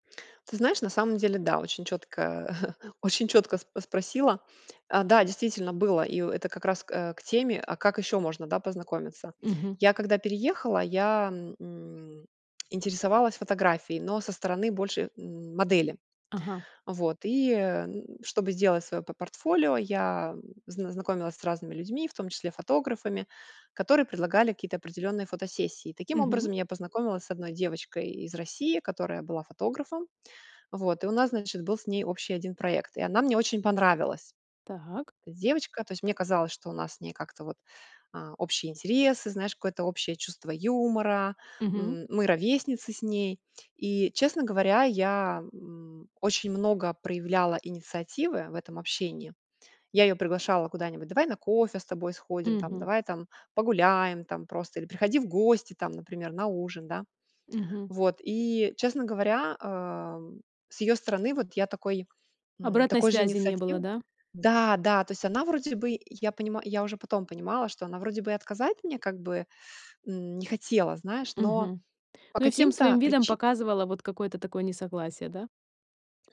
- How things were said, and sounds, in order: chuckle; tapping; other background noise
- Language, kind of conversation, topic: Russian, podcast, Как вы знакомитесь с новыми людьми после переезда в новое место?